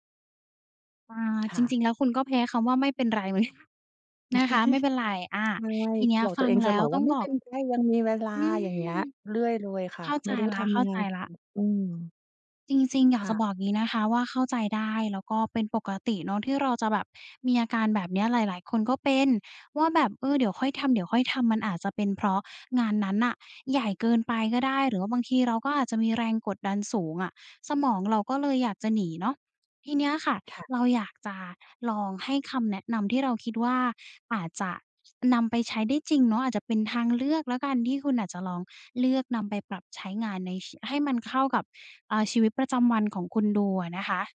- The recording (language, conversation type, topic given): Thai, advice, ทำไมฉันถึงผลัดวันประกันพรุ่งงานสำคัญจนต้องเร่งทำใกล้เส้นตาย และควรแก้ไขอย่างไร?
- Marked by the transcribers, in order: laughing while speaking: "เหมือนกัน"; chuckle; other noise